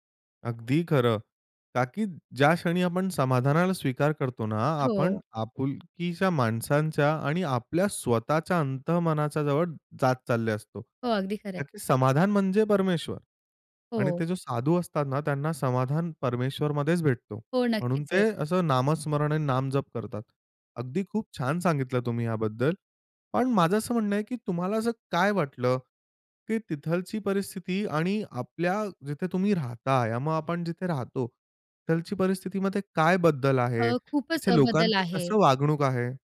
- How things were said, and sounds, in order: other background noise; tapping
- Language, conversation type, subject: Marathi, podcast, प्रवासातला एखादा खास क्षण कोणता होता?